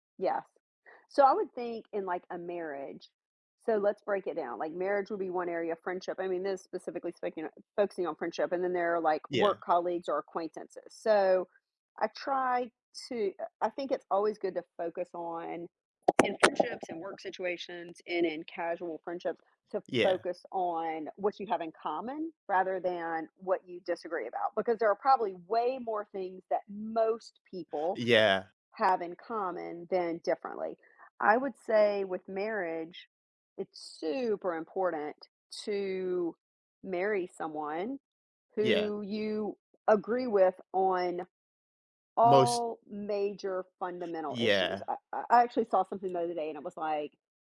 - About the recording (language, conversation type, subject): English, unstructured, How can people maintain strong friendships when they disagree on important issues?
- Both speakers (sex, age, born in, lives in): female, 50-54, United States, United States; male, 20-24, United States, United States
- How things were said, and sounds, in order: other background noise